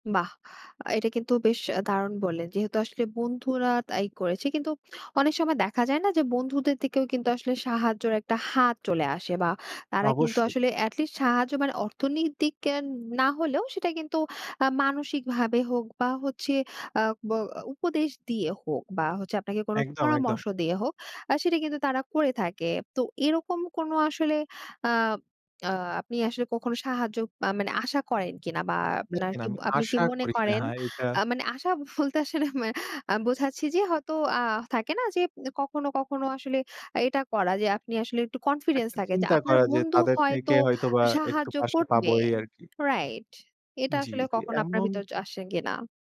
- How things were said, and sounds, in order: none
- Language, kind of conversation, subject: Bengali, podcast, তোমার প্রিয় প্যাশন প্রজেক্টটা সম্পর্কে বলো না কেন?
- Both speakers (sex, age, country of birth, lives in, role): female, 20-24, Bangladesh, Bangladesh, host; male, 25-29, Bangladesh, Bangladesh, guest